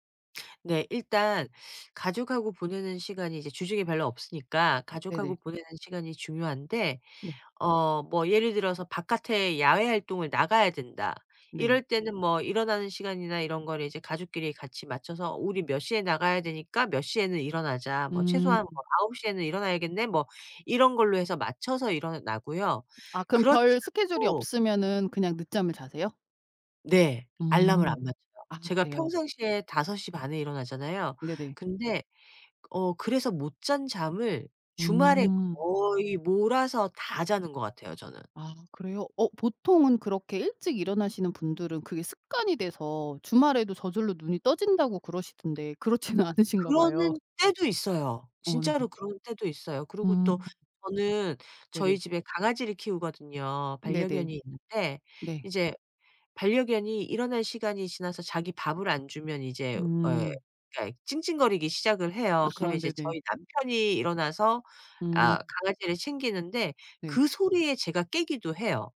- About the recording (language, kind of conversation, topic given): Korean, podcast, 아침에 일어나서 가장 먼저 하는 일은 무엇인가요?
- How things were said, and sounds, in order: other background noise; tapping; laughing while speaking: "그렇지는"